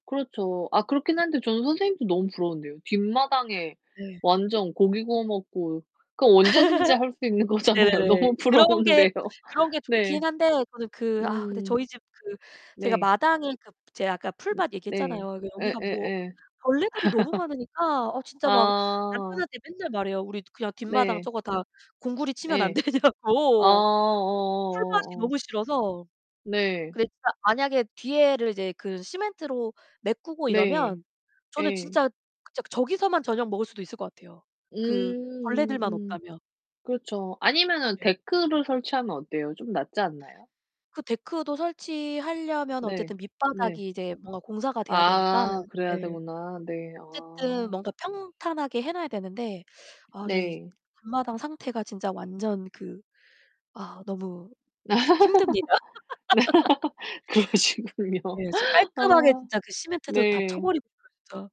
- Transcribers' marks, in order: distorted speech; laugh; other background noise; laughing while speaking: "거잖아요. 너무 부러운데요"; static; laugh; laughing while speaking: "안 되냐고"; laugh; laughing while speaking: "그러시군요"; laugh
- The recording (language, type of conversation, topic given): Korean, unstructured, 요즘 가장 즐겨 하는 일은 무엇인가요?